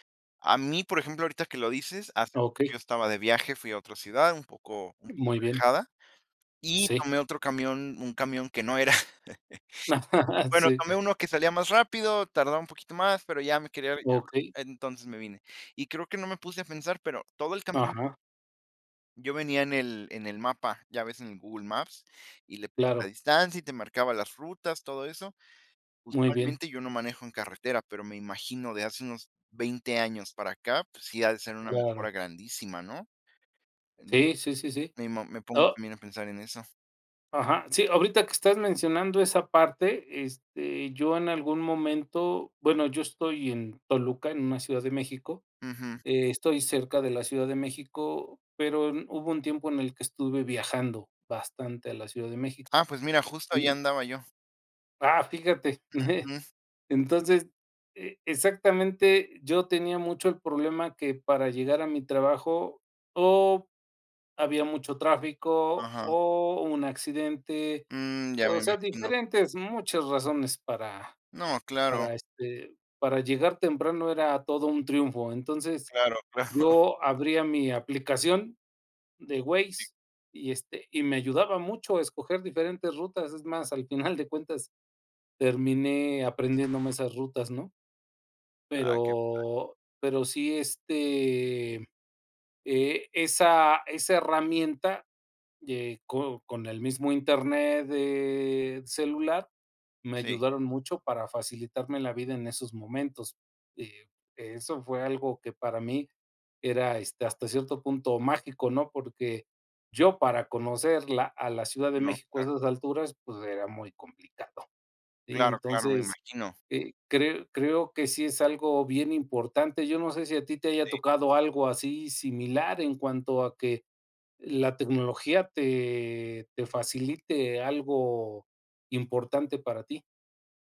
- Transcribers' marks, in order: unintelligible speech; chuckle; unintelligible speech; unintelligible speech; chuckle; laughing while speaking: "claro"; laughing while speaking: "final"; other background noise
- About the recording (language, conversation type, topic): Spanish, unstructured, ¿Cómo crees que la tecnología ha mejorado tu vida diaria?